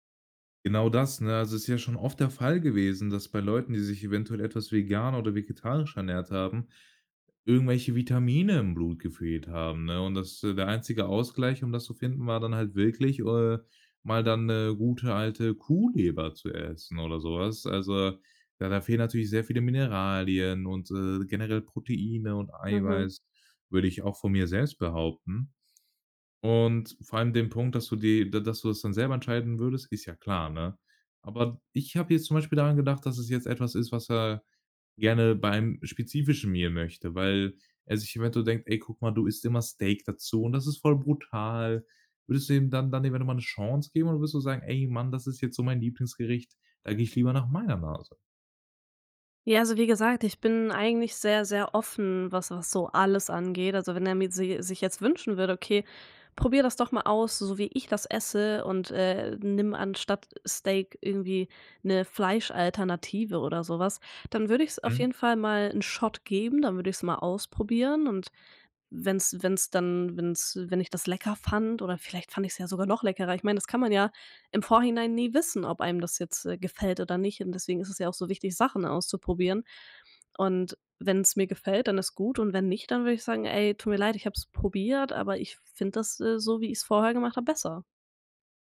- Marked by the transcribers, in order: in English: "Meal"; stressed: "alles"
- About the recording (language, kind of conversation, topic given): German, podcast, Was begeistert dich am Kochen für andere Menschen?